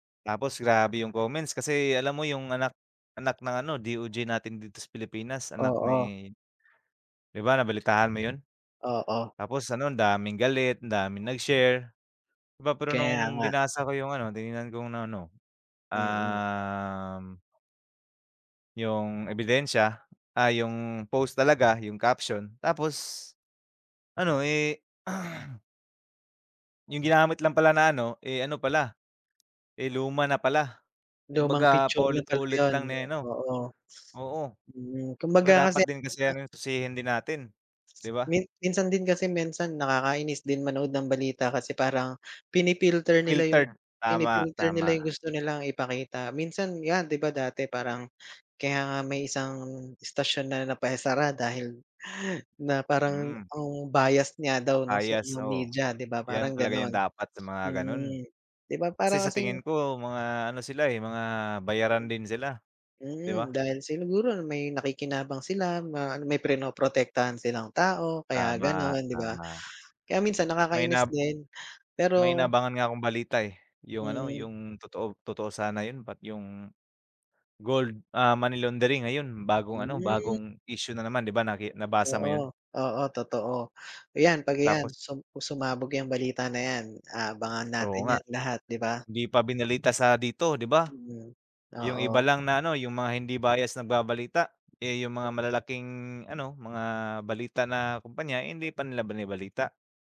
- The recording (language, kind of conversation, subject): Filipino, unstructured, Ano ang palagay mo sa epekto ng midyang panlipunan sa balita?
- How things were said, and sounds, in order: tapping; other background noise; throat clearing; unintelligible speech; "tuusin" said as "tusihin"; unintelligible speech